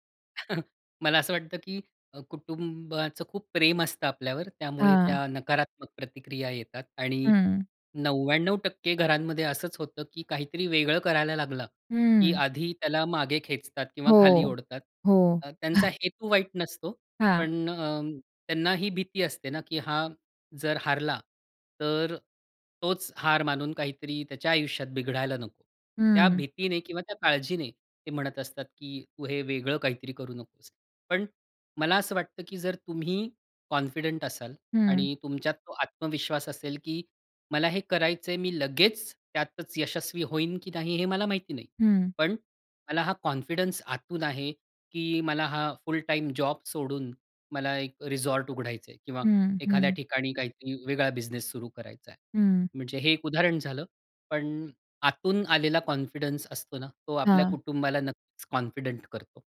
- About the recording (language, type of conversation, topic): Marathi, podcast, करिअर बदलायचं असलेल्या व्यक्तीला तुम्ही काय सल्ला द्याल?
- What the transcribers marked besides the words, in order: chuckle; chuckle; in English: "कॉन्फिडंट"; in English: "कॉन्फिडन्स"; in English: "कॉन्फिडन्स"; in English: "कॉन्फिडंट"